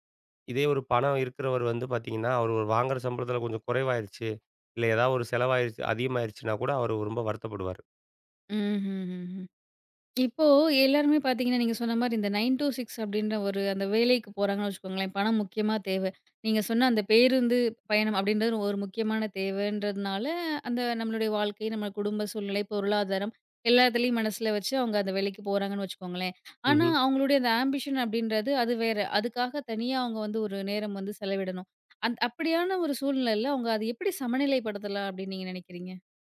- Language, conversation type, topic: Tamil, podcast, பணம் அல்லது வாழ்க்கையின் அர்த்தம்—உங்களுக்கு எது முக்கியம்?
- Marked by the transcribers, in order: in English: "ஆம்பிஷன்"